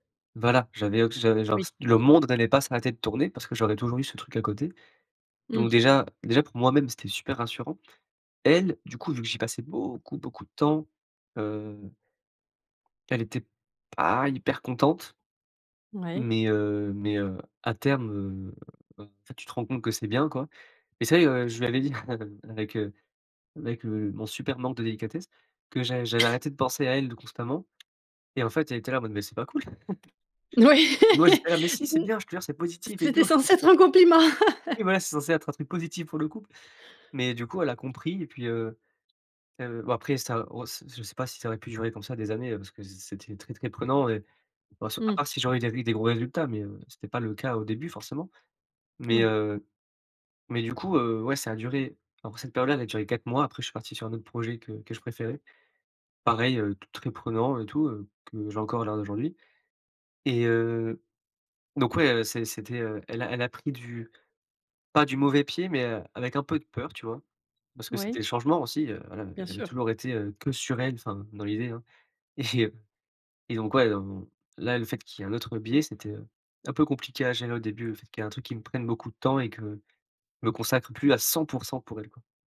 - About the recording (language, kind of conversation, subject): French, podcast, Qu’est-ce qui t’a aidé à te retrouver quand tu te sentais perdu ?
- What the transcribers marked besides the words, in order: "Voilà" said as "Valà"; stressed: "beaucoup"; chuckle; chuckle; laugh; laughing while speaking: "Ouais. Mmh, c'était censé être un compliment"; laugh; laugh; stressed: "cent pour cent"